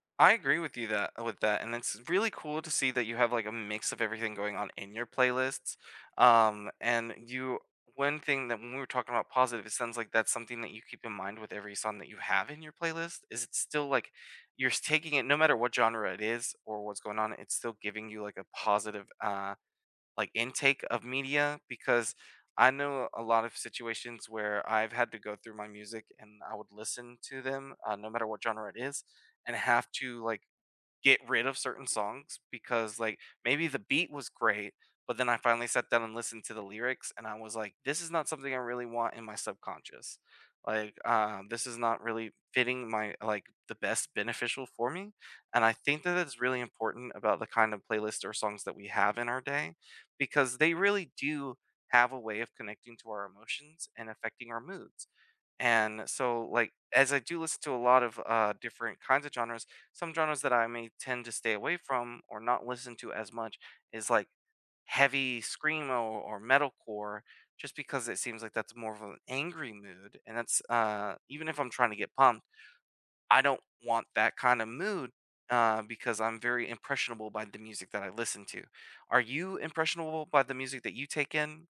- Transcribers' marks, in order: other background noise
- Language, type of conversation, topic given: English, unstructured, What song or playlist matches your mood today?
- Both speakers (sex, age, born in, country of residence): male, 30-34, United States, United States; male, 35-39, United States, United States